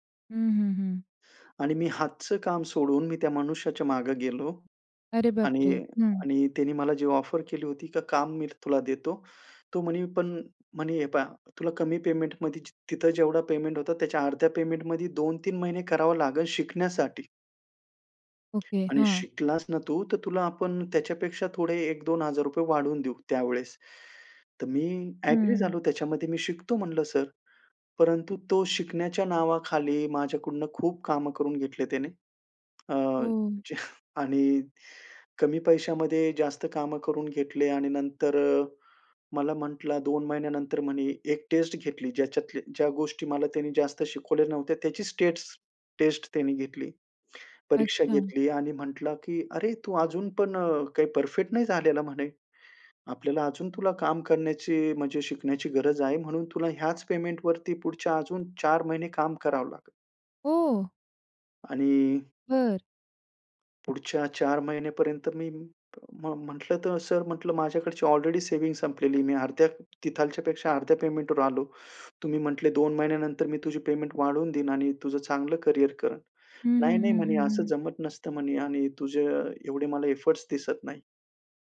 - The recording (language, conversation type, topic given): Marathi, podcast, स्वतःला पुन्हा शोधताना आपण कोणत्या चुका केल्या आणि त्यातून काय शिकलो?
- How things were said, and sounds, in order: in English: "ऑफर"; in English: "ॲग्री"; laughing while speaking: "जे"; in English: "ऑलरेडी"; "तिथल्यापेक्षा" said as "तिथालच्यापेक्षा"; in English: "एफोर्ट्स"